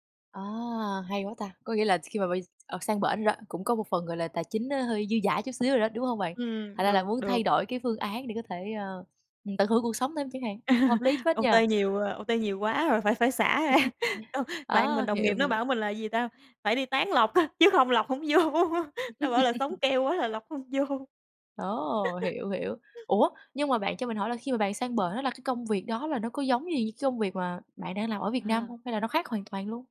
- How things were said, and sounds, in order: other background noise; laugh; in English: "O-T"; in English: "O-T"; laugh; chuckle; laughing while speaking: "Con"; laughing while speaking: "á"; laugh; laughing while speaking: "vô"; laughing while speaking: "vô"; laugh
- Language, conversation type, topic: Vietnamese, podcast, Bạn làm thế nào để bước ra khỏi vùng an toàn?